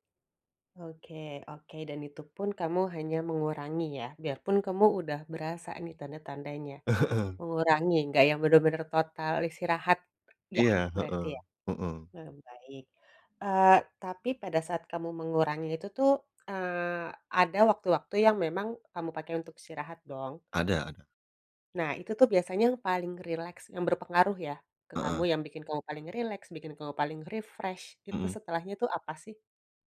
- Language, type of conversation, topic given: Indonesian, advice, Bagaimana cara belajar bersantai tanpa merasa bersalah dan tanpa terpaku pada tuntutan untuk selalu produktif?
- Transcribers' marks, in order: laughing while speaking: "Heeh"; in English: "refresh"